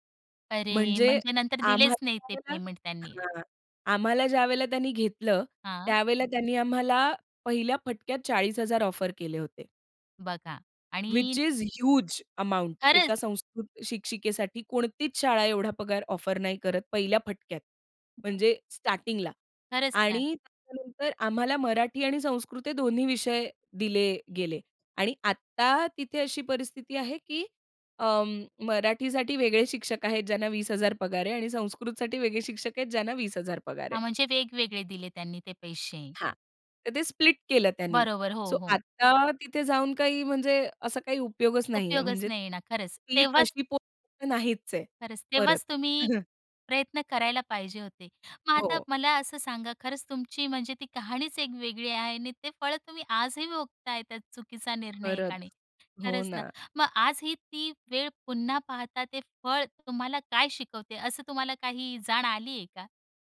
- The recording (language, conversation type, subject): Marathi, podcast, एखादा असा कोणता निर्णय आहे, ज्याचे फळ तुम्ही आजही अनुभवता?
- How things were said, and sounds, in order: unintelligible speech; in English: "व्हिच इस ह्यूज अमाउंट"; unintelligible speech; in English: "स्प्लिट"; in English: "सो"; chuckle